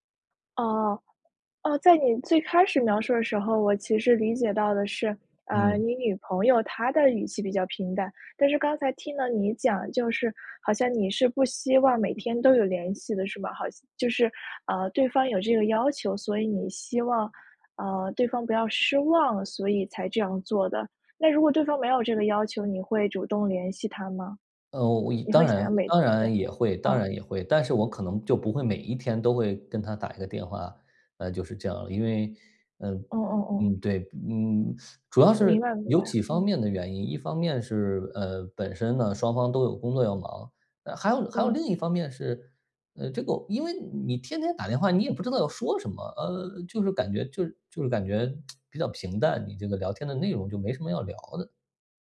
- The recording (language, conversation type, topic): Chinese, advice, 当你感觉伴侣渐行渐远、亲密感逐渐消失时，你该如何应对？
- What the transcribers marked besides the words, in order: other background noise; lip smack